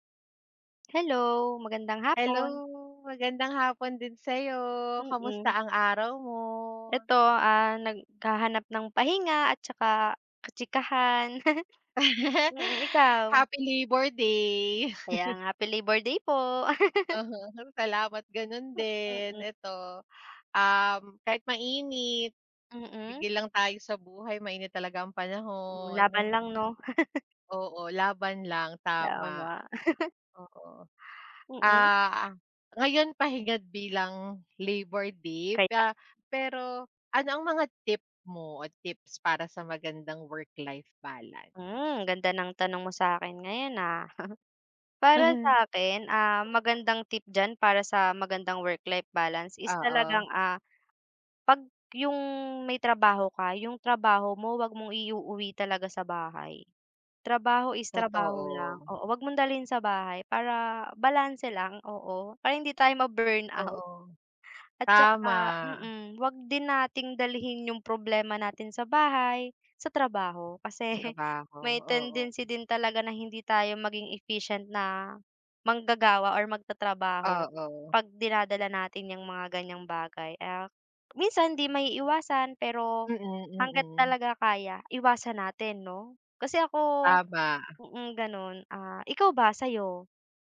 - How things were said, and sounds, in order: chuckle; laugh; other background noise; chuckle; chuckle; chuckle; tapping
- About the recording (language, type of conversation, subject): Filipino, unstructured, Ano ang mga tip mo para magkaroon ng magandang balanse sa pagitan ng trabaho at personal na buhay?